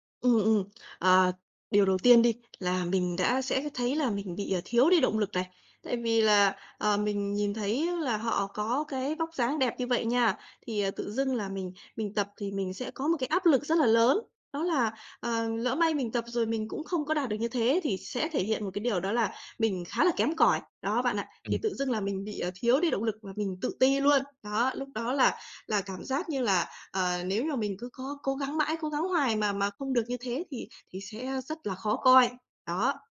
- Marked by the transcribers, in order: other background noise; tapping
- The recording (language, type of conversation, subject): Vietnamese, advice, Làm thế nào để bớt tự ti về vóc dáng khi tập luyện cùng người khác?